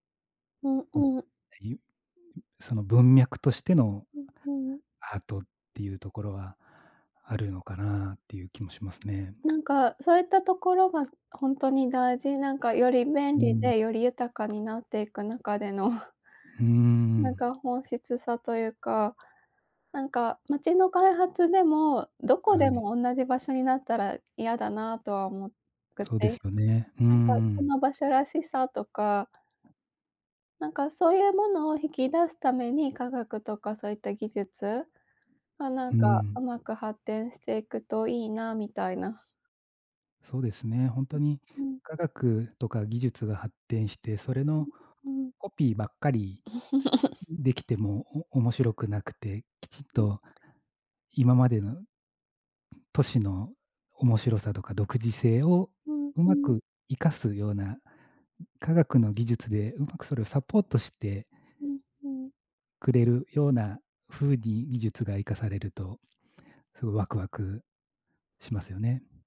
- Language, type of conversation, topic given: Japanese, unstructured, 最近、科学について知って驚いたことはありますか？
- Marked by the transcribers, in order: unintelligible speech; chuckle; other background noise; chuckle; tapping